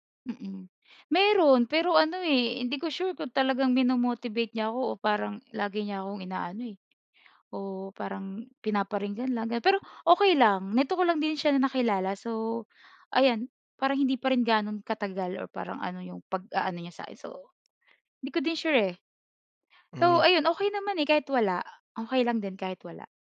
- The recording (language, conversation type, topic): Filipino, podcast, Ano ang ginagawa mo kapag nawawala ang motibasyon mo?
- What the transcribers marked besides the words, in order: in English: "mino-motivate"